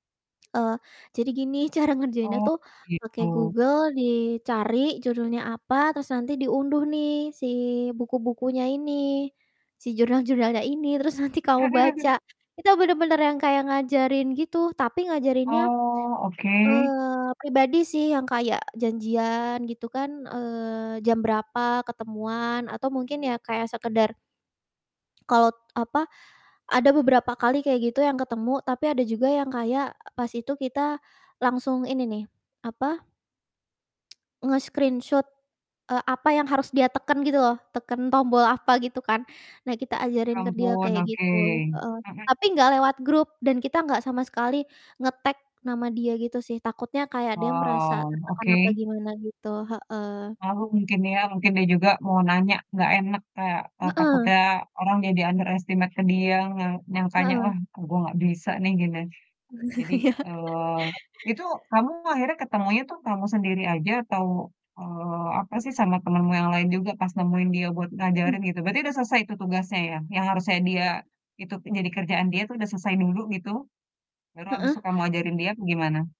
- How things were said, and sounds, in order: laughing while speaking: "Cara"; laughing while speaking: "nanti"; chuckle; tsk; in English: "nge-screenshoot"; distorted speech; in English: "underestimate"; chuckle; laughing while speaking: "Iya"
- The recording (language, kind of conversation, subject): Indonesian, podcast, Bagaimana cara Anda memberikan umpan balik yang membangun tanpa menyakiti perasaan orang lain?